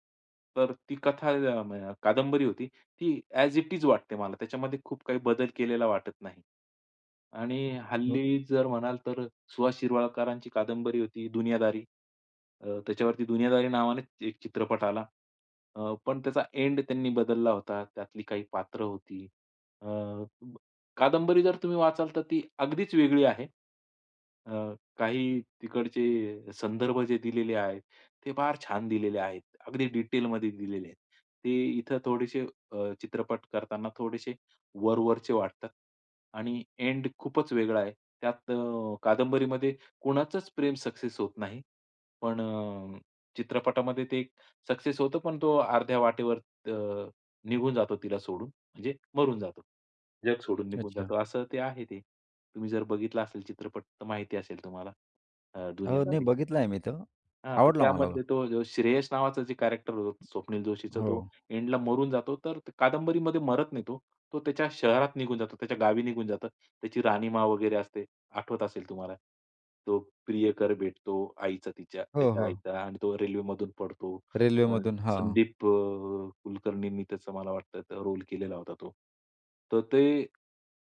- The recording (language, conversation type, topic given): Marathi, podcast, पुस्तकाचे चित्रपट रूपांतर करताना सहसा काय काय गमावले जाते?
- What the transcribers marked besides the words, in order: unintelligible speech; in English: "ॲज इट इज"; tapping; in English: "कॅरेक्टर"; other noise